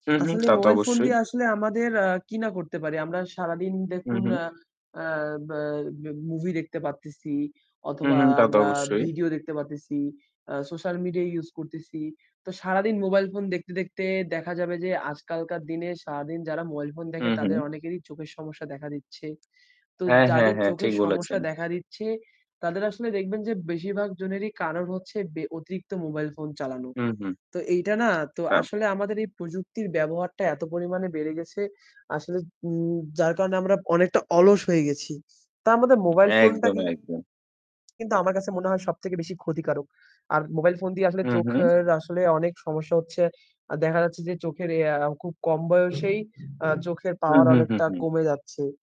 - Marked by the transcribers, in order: distorted speech; "আসলে" said as "আছলে"; static; other background noise; tapping; alarm; unintelligible speech
- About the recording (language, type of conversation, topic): Bengali, unstructured, আধুনিক জীবনযাত্রায় নিয়মিত শরীরচর্চা, ফাস্ট ফুডের ক্ষতি এবং মোবাইল ফোন বেশি ব্যবহারে চোখের সমস্যার বিষয়ে তুমি কী ভাবো?
- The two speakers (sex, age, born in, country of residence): male, 20-24, Bangladesh, Bangladesh; male, 55-59, Bangladesh, Bangladesh